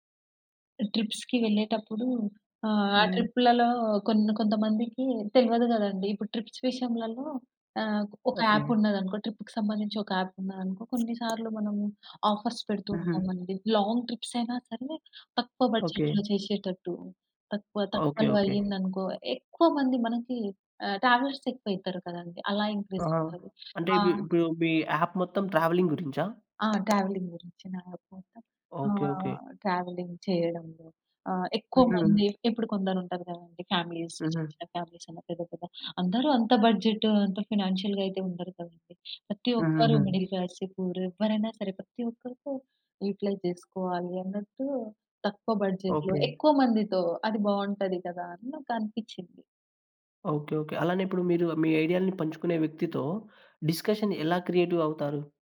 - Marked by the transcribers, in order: in English: "ట్రిప్స్‌కి"; in English: "ట్రిప్స్"; other background noise; in English: "ఆఫర్స్"; in English: "లాంగ్ ట్రిప్స్"; in English: "బడ్జెట్‌లో"; in English: "ట్రావెలర్స్"; in English: "యాప్"; in English: "ట్రావెలింగ్"; tapping; in English: "ట్రావెలింగ్"; in English: "యాప్"; in English: "ట్రావెలింగ్"; in English: "ఫామిలీస్"; in English: "ఫినాన్షియల్‌గా"; in English: "పూర్"; in English: "యుటిలైజ్"; in English: "బడ్జెట్‌లో"; in English: "డిస్కషన్"; in English: "క్రియేటివ్"
- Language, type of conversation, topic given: Telugu, podcast, మీరు మీ సృజనాత్మక గుర్తింపును ఎక్కువగా ఎవరితో పంచుకుంటారు?